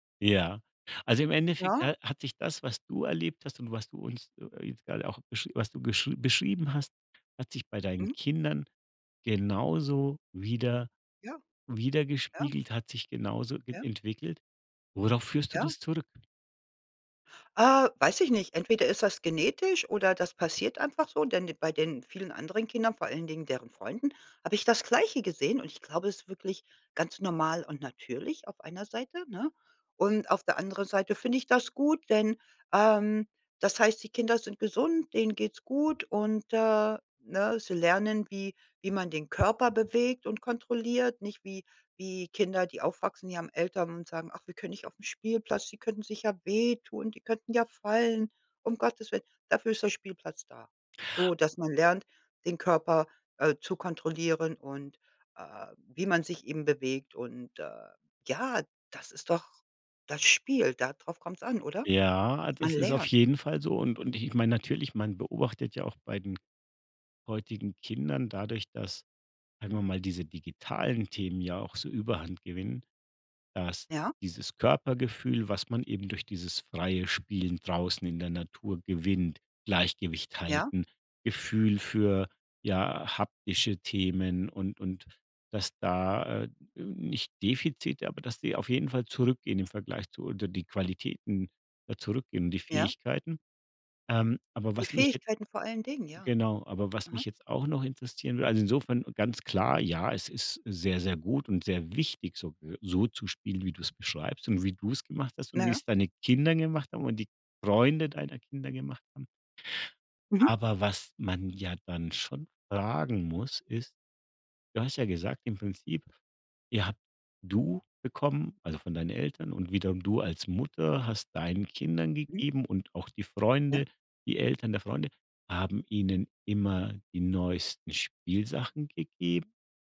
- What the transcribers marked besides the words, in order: put-on voice: "die könnten ja fallen"
- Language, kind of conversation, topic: German, podcast, Was war dein liebstes Spielzeug in deiner Kindheit?